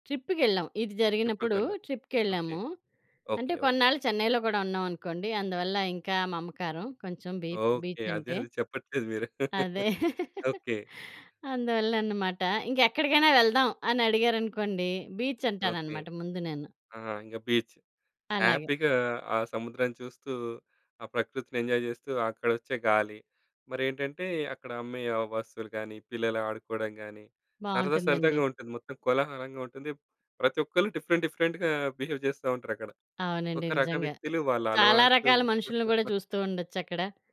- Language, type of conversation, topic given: Telugu, podcast, పాత ఫోటోల వెనుక ఉన్న కథలు మీకు ఎలా అనిపిస్తాయి?
- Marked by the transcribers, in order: in English: "ట్రిప్‌కి"; in English: "బీ బీచ్"; laugh; in English: "బీచ్"; in English: "బీచ్. హ్యాపీగా"; in English: "ఎంజాయ్"; in English: "డిఫరెంట్, డిఫరెంట్‌గా బిహేవ్"; laugh